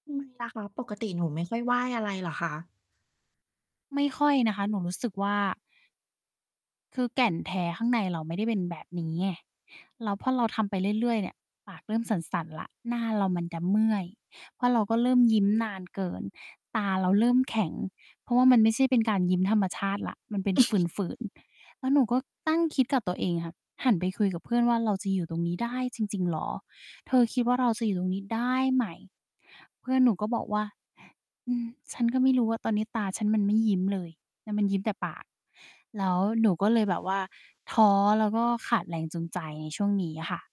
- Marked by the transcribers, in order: distorted speech; chuckle
- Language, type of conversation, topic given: Thai, podcast, คุณรับมือกับการขาดแรงจูงใจอย่างไรบ้าง?